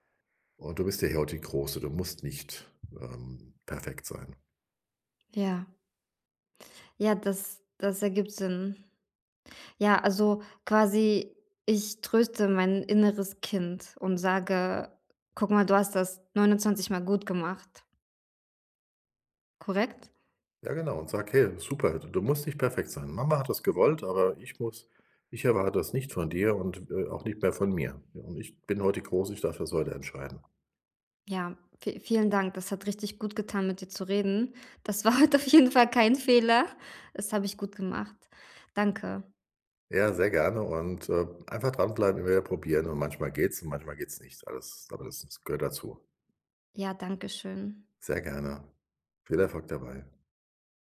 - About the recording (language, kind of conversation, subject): German, advice, Wie kann ich nach einem Fehler freundlicher mit mir selbst umgehen?
- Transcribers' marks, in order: put-on voice: "Hey, super. Du du musst … nicht von dir"; laughing while speaking: "war heute auf jeden Fall"